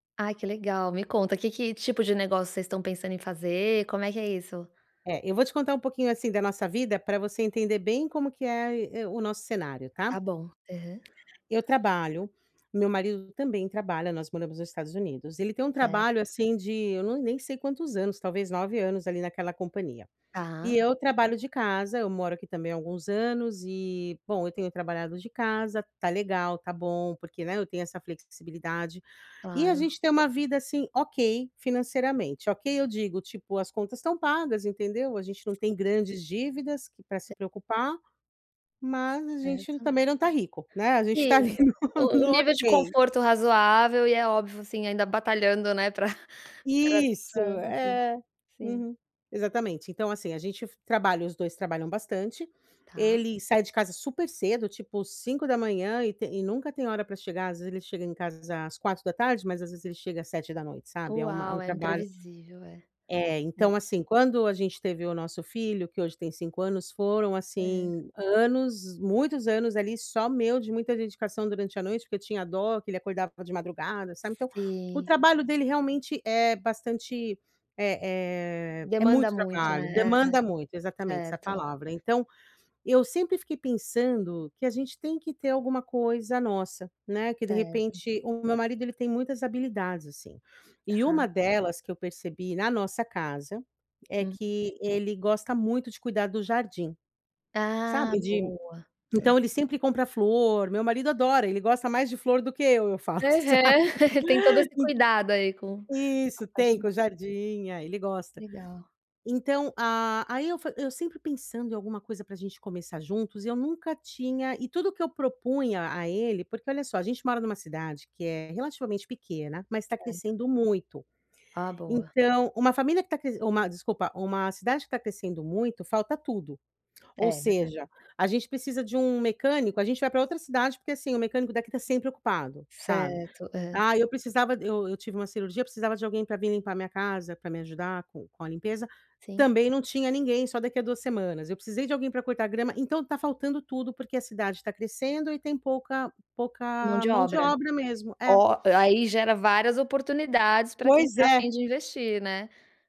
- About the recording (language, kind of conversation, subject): Portuguese, advice, Como posso superar o medo de falhar ao tentar algo novo sem ficar paralisado?
- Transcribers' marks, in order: tapping; laughing while speaking: "ali no"; chuckle; laughing while speaking: "sabe"; laugh